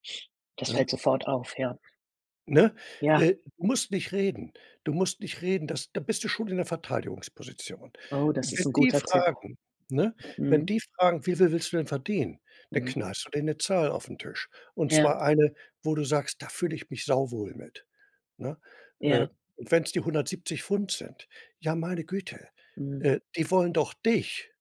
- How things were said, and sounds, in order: none
- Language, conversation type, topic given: German, advice, Wie kann ich meine Unsicherheit vor einer Gehaltsverhandlung oder einem Beförderungsgespräch überwinden?